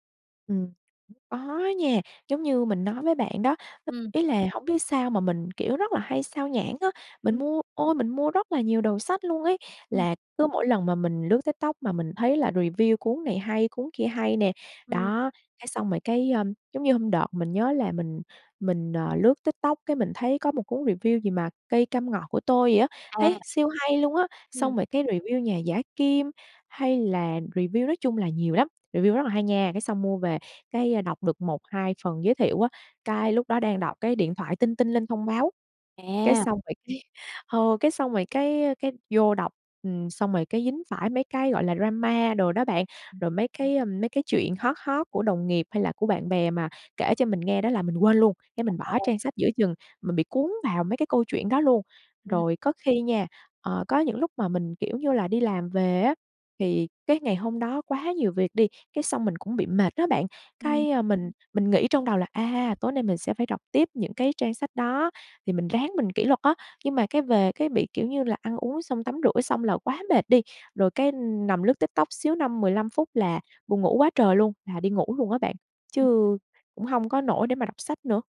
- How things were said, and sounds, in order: other background noise; in English: "review"; in English: "review"; in English: "review"; in English: "review"; in English: "review"; laughing while speaking: "cái"; in English: "drama"; in English: "hot hot"; unintelligible speech
- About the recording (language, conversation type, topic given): Vietnamese, advice, Làm thế nào để duy trì thói quen đọc sách hằng ngày khi tôi thường xuyên bỏ dở?
- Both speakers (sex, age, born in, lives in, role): female, 25-29, Vietnam, Vietnam, advisor; female, 25-29, Vietnam, Vietnam, user